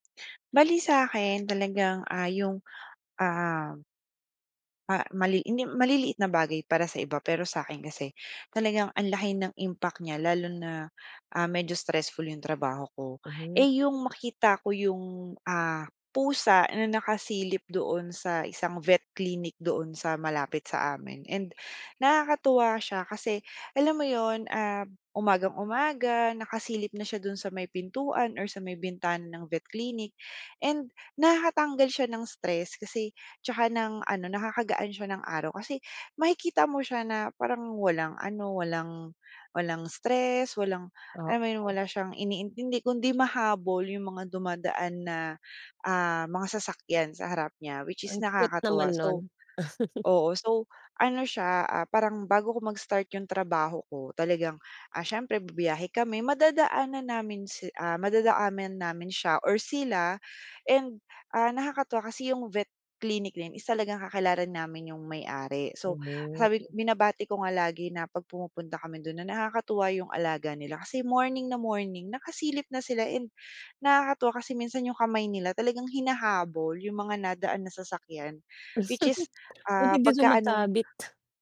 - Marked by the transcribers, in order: other background noise; chuckle; tapping; "madadaanan" said as "madadaamen"; laugh
- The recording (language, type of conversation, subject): Filipino, podcast, Anong maliit na bagay ang nagpapangiti sa iyo araw-araw?